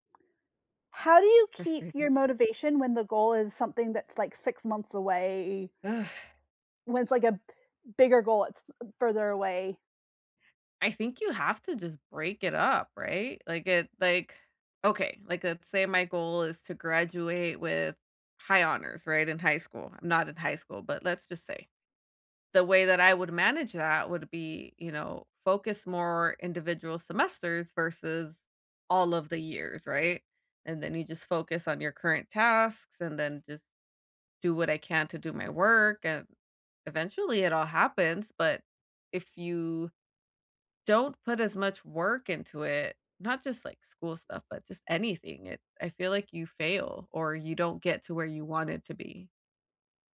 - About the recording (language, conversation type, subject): English, unstructured, How do you stay motivated when working toward a big goal?
- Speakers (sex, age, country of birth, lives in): female, 35-39, United States, United States; female, 35-39, United States, United States
- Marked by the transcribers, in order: other background noise